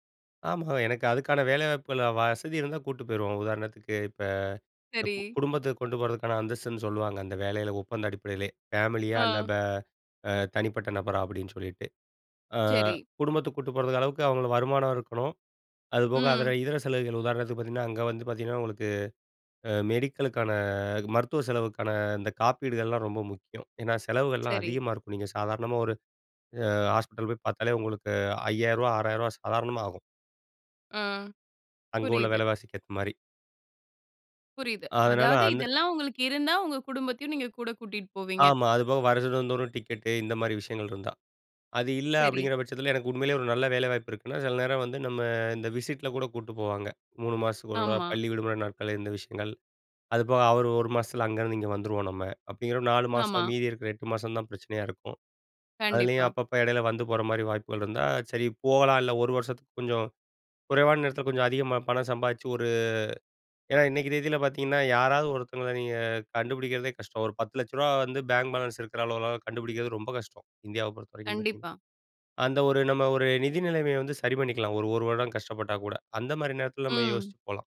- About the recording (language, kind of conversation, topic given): Tamil, podcast, புதிய நாட்டுக்கு குடியேற வாய்ப்பு வந்தால், நீங்கள் என்ன முடிவு எடுப்பீர்கள்?
- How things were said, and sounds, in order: "கூட்டிட்டு" said as "கூட்டு"; "கூட்டிட்டு" said as "கூட்டு"; "அவுங்களுக்கு" said as "அவுங்கள"; "அதுல" said as "அதல"; "விலைவாசிக்கு" said as "வெலவாசிக்கு"; "கூட்டிட்டு" said as "கூட்டிட்"; "வருடந்தோறும்" said as "வருஷந்தோறும்"; in English: "விசிட்ல"; "தடவை" said as "தடவா"; "இடையில" said as "எடையில"; in English: "பேங்க் பேலன்ஸ்"